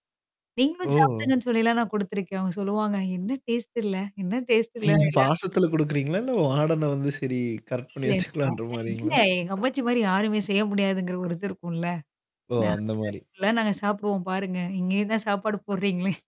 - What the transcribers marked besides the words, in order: static; distorted speech; in English: "டேஸ்ட்"; in English: "டேஸ்ட்"; laughing while speaking: "நீங்க பாசத்தல குடுக்குறீங்களா? இல்ல வாடன வந்து சரி கரெக்ட் பண்ணி வச்சுக்கலான்ற மாரிங்களா?"; unintelligible speech; in English: "வாடன"; in English: "கரெக்ட்"; tapping; chuckle
- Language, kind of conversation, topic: Tamil, podcast, உங்கள் தனிப்பட்ட வாழ்க்கைப் பயணத்தில் உணவு எப்படி ஒரு கதையாக அமைந்தது?